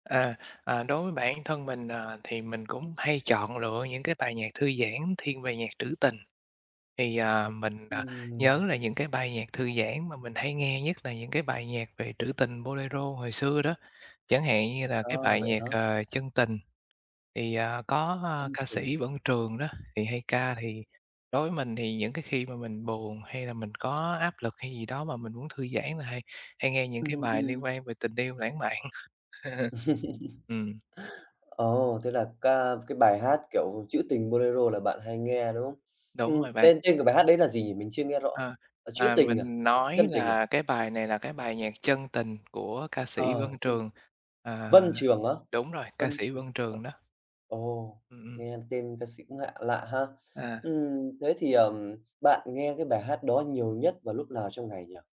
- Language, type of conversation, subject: Vietnamese, podcast, Bài hát nào giúp bạn thư giãn nhất?
- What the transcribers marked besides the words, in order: tapping; other background noise; laugh; chuckle